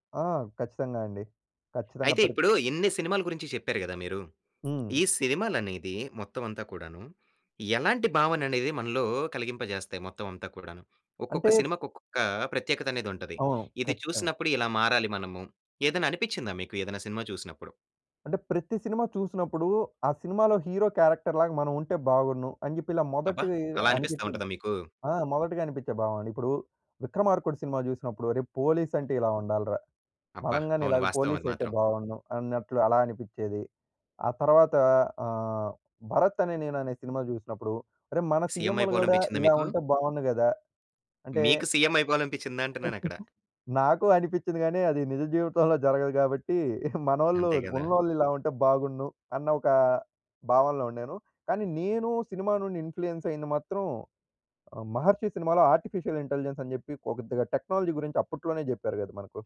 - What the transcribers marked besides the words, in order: other background noise; in English: "హీరో క్యారెక్టర్"; in English: "సీఎం"; in English: "సీఎం"; chuckle; giggle; in English: "ఆర్టిఫిషియల్ ఇంటెలిజెన్స్"; in English: "టెక్నాలజీ"
- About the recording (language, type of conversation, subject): Telugu, podcast, సినిమాలు మన భావనలను ఎలా మార్చతాయి?